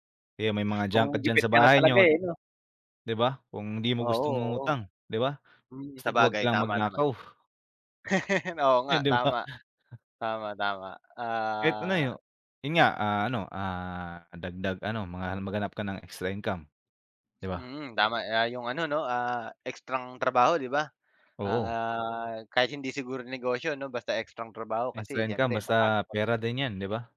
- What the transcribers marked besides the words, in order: chuckle
- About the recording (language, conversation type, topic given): Filipino, unstructured, Ano ang palagay mo sa pag-utang bilang solusyon sa problema?